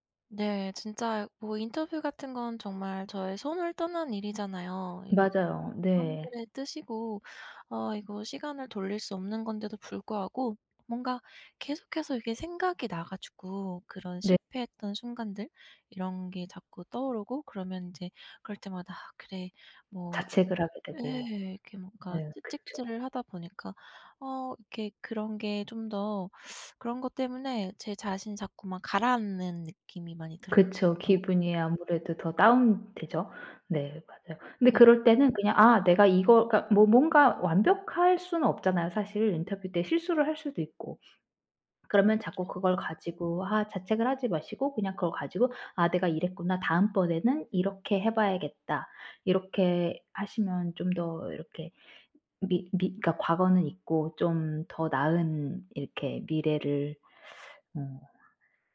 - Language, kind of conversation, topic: Korean, advice, 자꾸 스스로를 깎아내리는 생각이 습관처럼 떠오를 때 어떻게 해야 하나요?
- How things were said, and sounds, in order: other background noise